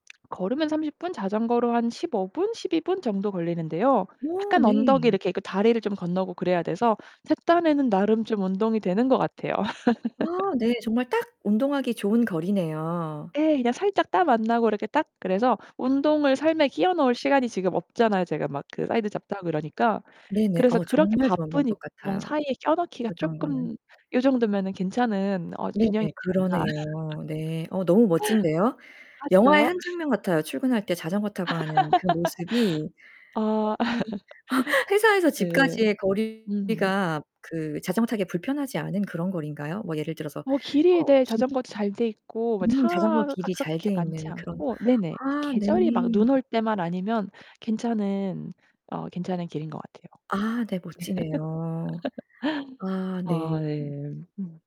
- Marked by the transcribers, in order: laugh; other background noise; in English: "사이드 잡도"; tapping; distorted speech; laugh; laugh; laugh
- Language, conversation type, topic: Korean, podcast, 일과 삶의 균형을 어떻게 유지하고 계신가요?